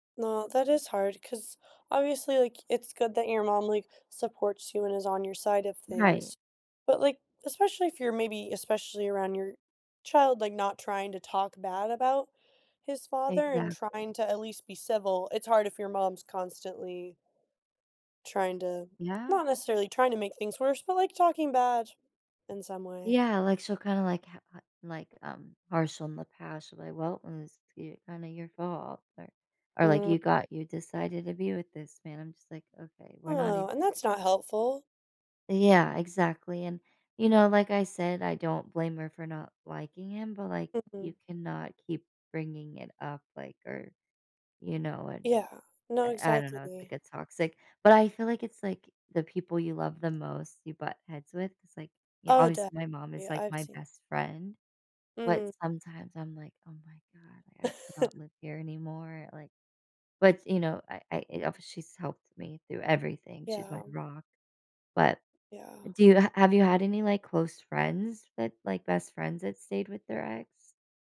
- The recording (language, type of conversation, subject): English, unstructured, Is it okay to stay friends with an ex?
- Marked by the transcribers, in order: other background noise; tapping; chuckle